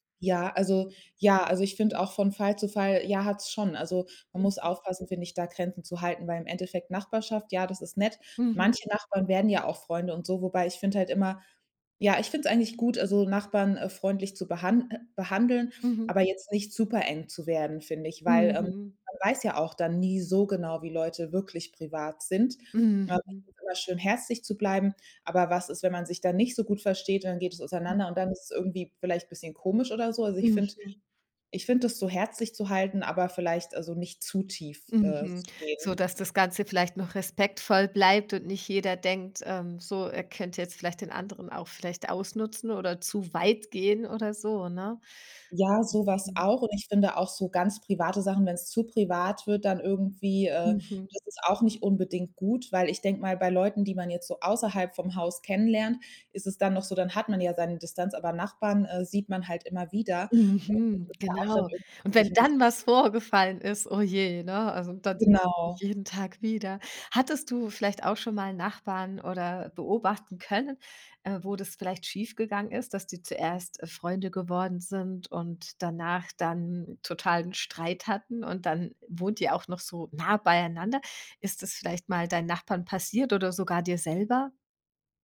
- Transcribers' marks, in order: unintelligible speech; unintelligible speech; stressed: "wenn dann"
- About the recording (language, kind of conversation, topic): German, podcast, Wie kann man das Vertrauen in der Nachbarschaft stärken?